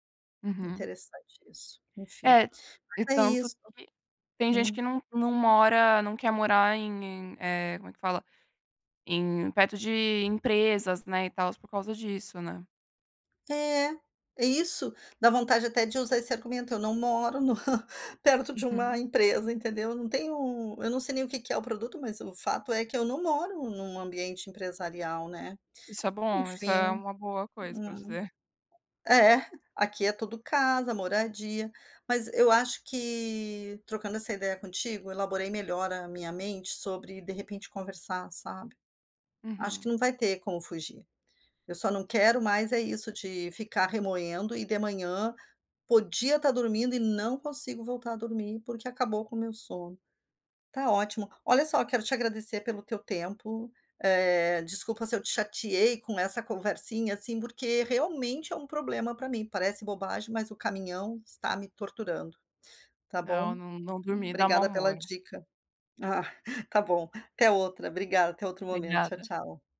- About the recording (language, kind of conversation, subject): Portuguese, advice, Como posso adormecer rapidamente, mas parar de acordar muito cedo e não conseguir voltar a dormir?
- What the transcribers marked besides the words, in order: tapping; chuckle